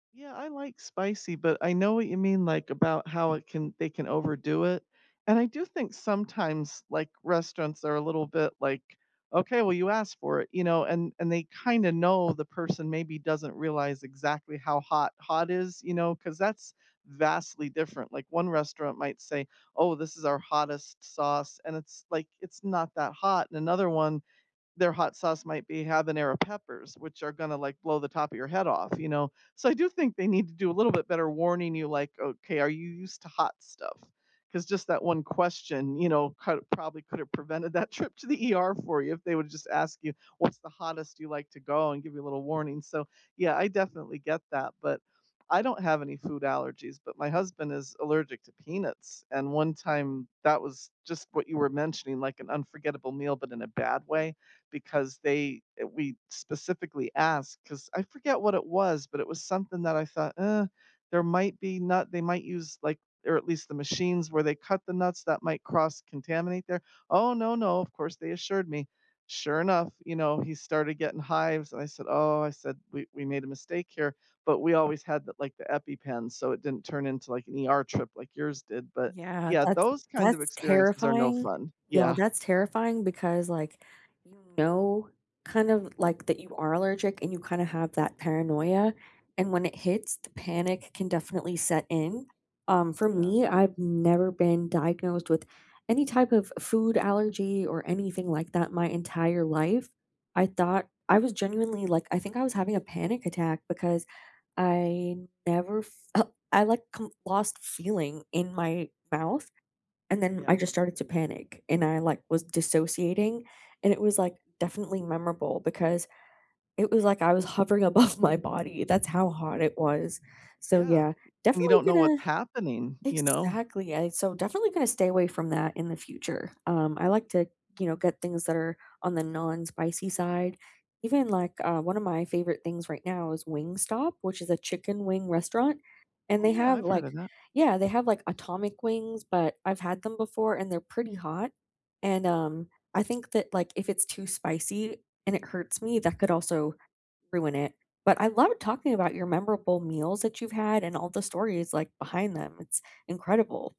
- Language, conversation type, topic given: English, unstructured, What is a memorable meal you've had, and what is the story behind it?
- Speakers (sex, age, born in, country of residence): female, 30-34, Canada, United States; female, 55-59, United States, United States
- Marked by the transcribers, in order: other background noise; laughing while speaking: "above"; tapping